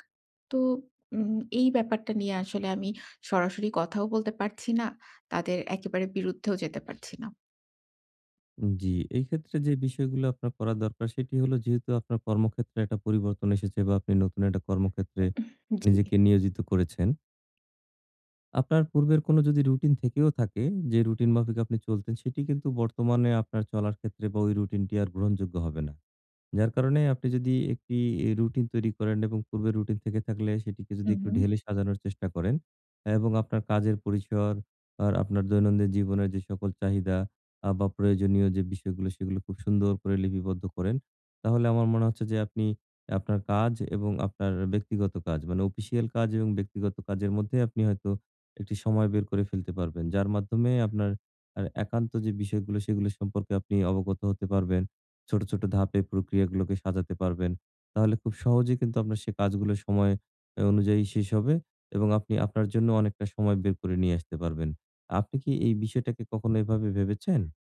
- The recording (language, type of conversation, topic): Bengali, advice, বড় পরিবর্তনকে ছোট ধাপে ভাগ করে কীভাবে শুরু করব?
- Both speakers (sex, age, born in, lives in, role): female, 30-34, Bangladesh, Bangladesh, user; male, 40-44, Bangladesh, Bangladesh, advisor
- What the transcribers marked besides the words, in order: cough; "অফিসিয়াল" said as "অপিশিয়াল"